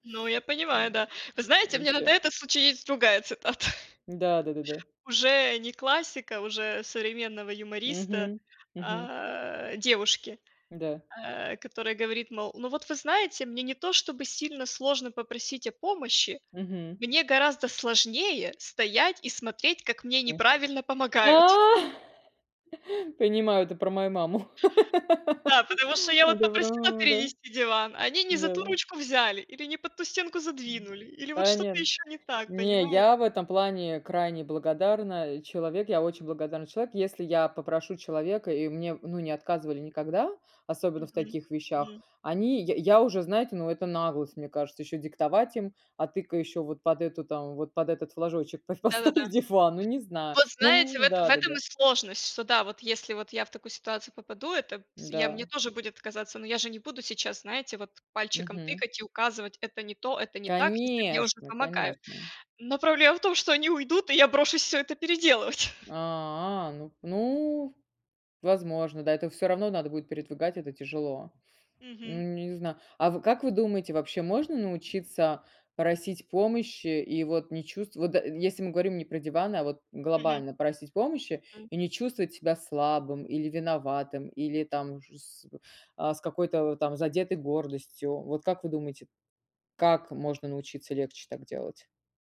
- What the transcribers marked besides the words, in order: laughing while speaking: "цитата"; other noise; chuckle; laugh; other background noise; unintelligible speech; laughing while speaking: "по поставь"; laughing while speaking: "переделывать"; drawn out: "А"; drawn out: "Ну"; tapping
- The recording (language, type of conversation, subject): Russian, unstructured, Как ты думаешь, почему люди боятся просить помощи?